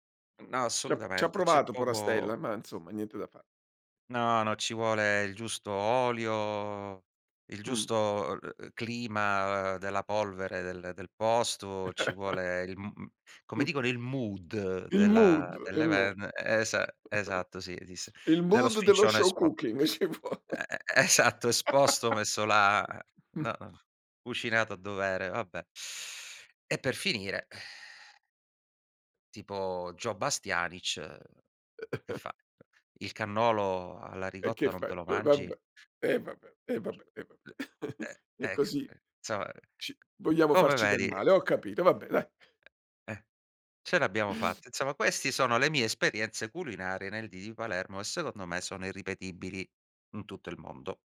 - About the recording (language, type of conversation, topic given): Italian, podcast, Qual è un cibo di strada che hai scoperto in un quartiere e che ti è rimasto impresso?
- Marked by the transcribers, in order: chuckle; chuckle; in English: "show cooking"; laughing while speaking: "ci vuol"; laugh; teeth sucking; exhale; chuckle; other noise; unintelligible speech; chuckle